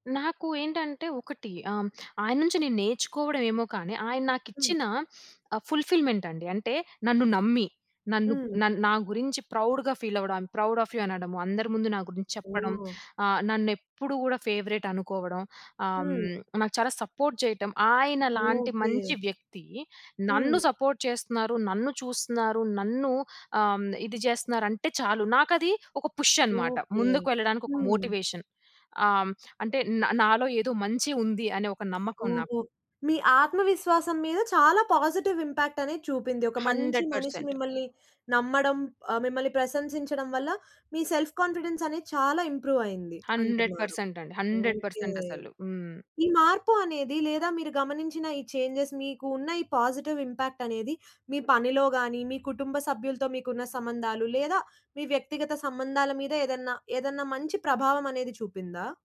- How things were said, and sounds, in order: in English: "ఫుల్‌ఫి‌ల్‌మెంట్"; in English: "ప్రౌడ్‌గా ఫీల్"; in English: "ఐ యం ప్రౌడ్ ఆఫ్ యూ"; in English: "ఫేవరెట్"; in English: "సపోర్ట్"; in English: "సపోర్ట్"; in English: "పుష్"; in English: "మోటివేషన్"; in English: "పాజిటివ్ ఇంపాక్ట్"; in English: "హండ్రెడ్ పర్సెంట్"; in English: "సెల్ఫ్ కాన్ఫిడెన్స్"; in English: "ఇంప్రూవ్"; in English: "హండ్రెడ్ పర్సెంట్"; in English: "హండ్రెడ్ పర్సెంట్"; in English: "చేంజెస్"; in English: "పాజిటివ్ ఇంపాక్ట్"
- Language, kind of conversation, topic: Telugu, podcast, మీకు గుర్తుండిపోయిన ఒక గురువు వల్ల మీలో ఏ మార్పు వచ్చిందో చెప్పగలరా?